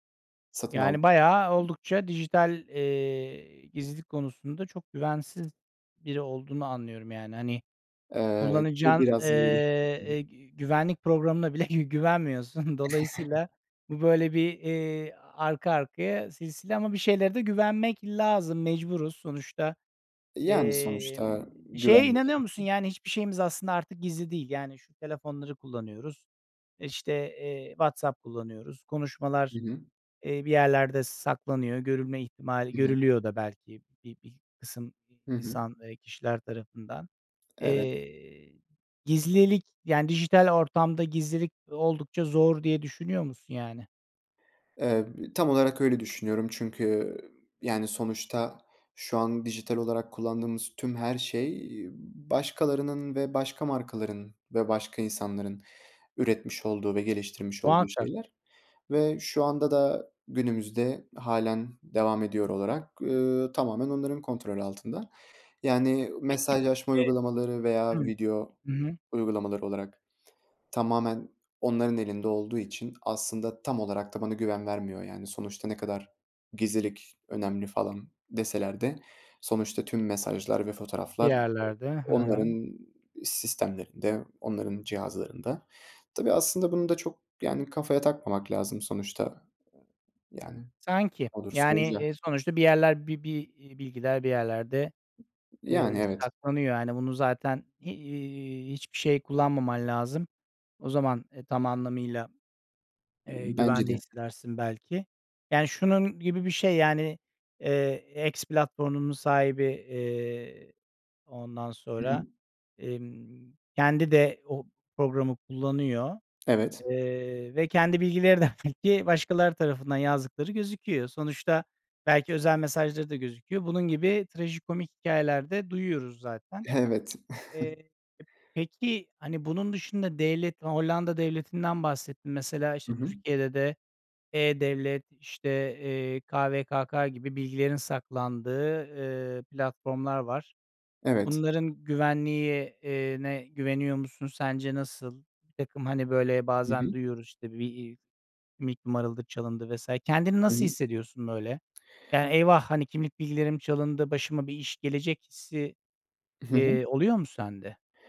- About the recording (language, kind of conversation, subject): Turkish, podcast, Dijital gizliliğini korumak için neler yapıyorsun?
- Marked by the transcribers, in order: other background noise; unintelligible speech; laughing while speaking: "gü güvenmiyorsun. Dolayısıyla"; chuckle; unintelligible speech; other noise; laughing while speaking: "belki"; laughing while speaking: "Evet"; chuckle